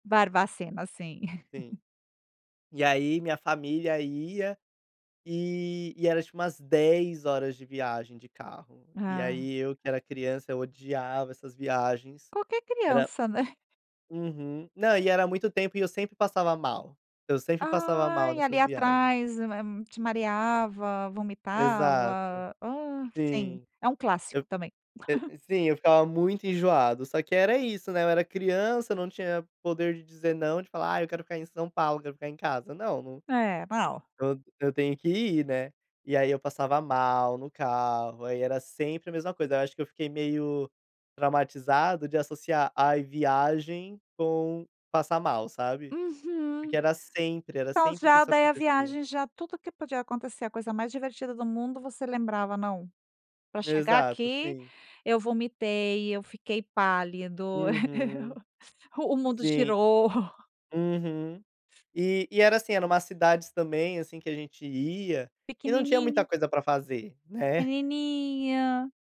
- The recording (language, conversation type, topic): Portuguese, podcast, Qual viagem te marcou de verdade e por quê?
- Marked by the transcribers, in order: chuckle; chuckle; chuckle; chuckle; tapping